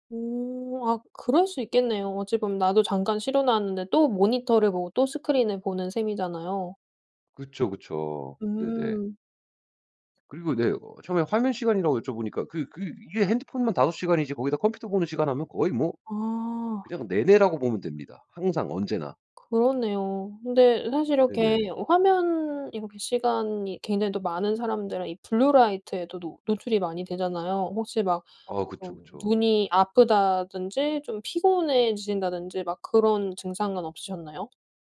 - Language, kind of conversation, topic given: Korean, podcast, 화면 시간을 줄이려면 어떤 방법을 추천하시나요?
- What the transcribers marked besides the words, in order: other background noise; tapping